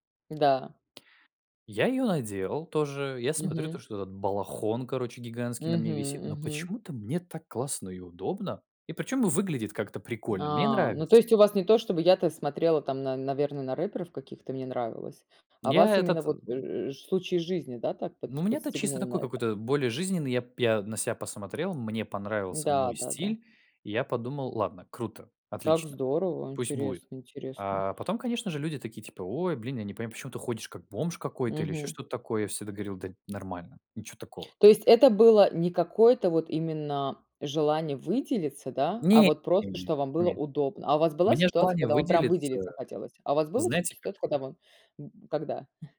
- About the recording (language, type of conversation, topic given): Russian, unstructured, Как ты думаешь, почему некоторые люди боятся отличаться от других?
- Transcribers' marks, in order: other noise